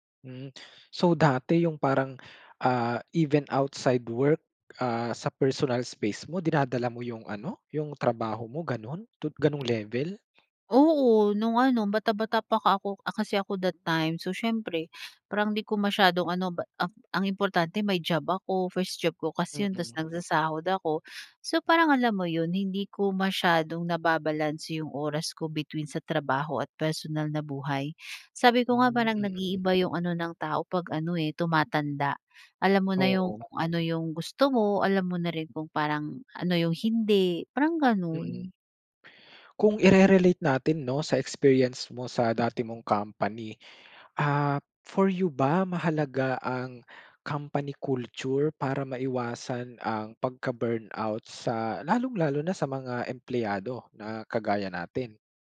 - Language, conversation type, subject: Filipino, podcast, Anong simpleng nakagawian ang may pinakamalaking epekto sa iyo?
- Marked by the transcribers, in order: in English: "even outside work"